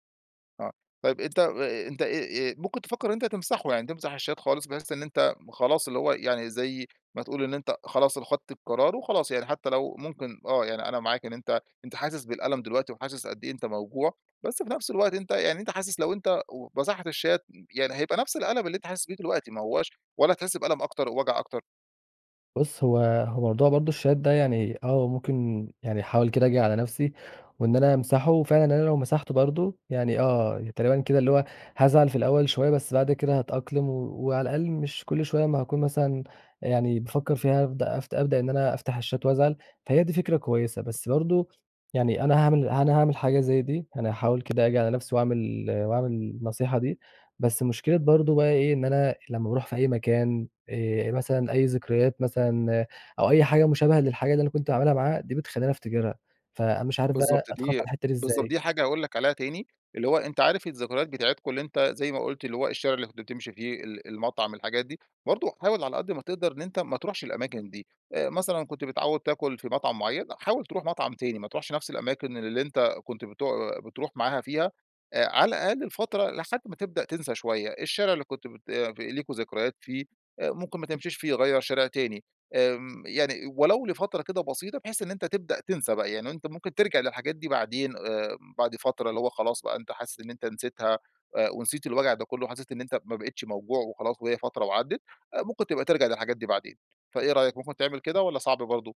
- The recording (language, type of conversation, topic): Arabic, advice, إزاي أقدر أتعامل مع ألم الانفصال المفاجئ وأعرف أكمّل حياتي؟
- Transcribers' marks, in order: in English: "الشات"; tapping; in English: "الشات"; in English: "الشات"